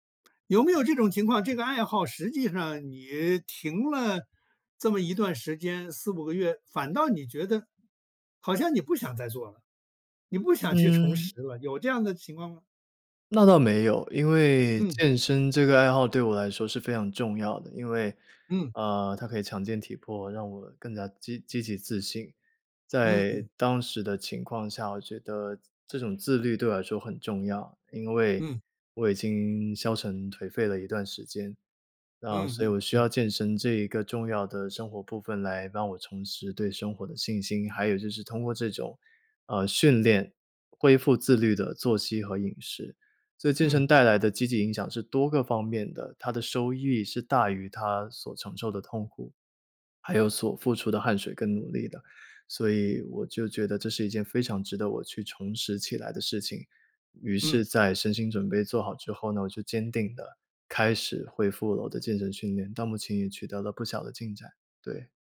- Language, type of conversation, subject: Chinese, podcast, 重拾爱好的第一步通常是什么？
- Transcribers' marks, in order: tapping